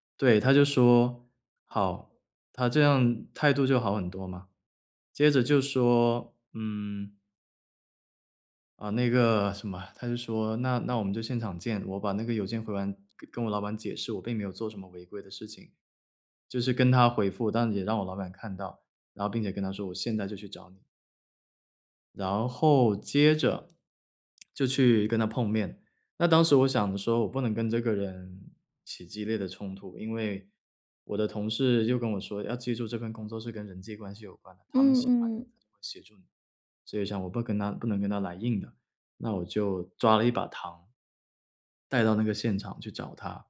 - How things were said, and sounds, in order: laughing while speaking: "什么"; lip smack
- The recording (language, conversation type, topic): Chinese, podcast, 团队里出现分歧时你会怎么处理？